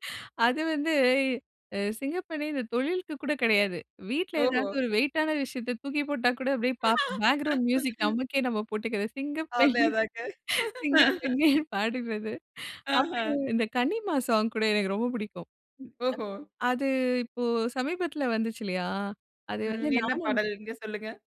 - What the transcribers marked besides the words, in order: other noise; laughing while speaking: "வீட்ல ஏதாவது ஒரு வெயிட்டான விஷயத்த … சிங்கப்பெண்ணே! சிங்கப்பெண்ணே! பாடுறது"; laugh; singing: "சிங்கப்பெண்ணே! சிங்கப்பெண்ணே!"; laugh
- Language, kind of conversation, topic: Tamil, podcast, உங்கள் கடந்த ஆண்டுக்குப் பின்னணி இசை இருந்தால், அது எப்படிப் இருக்கும்?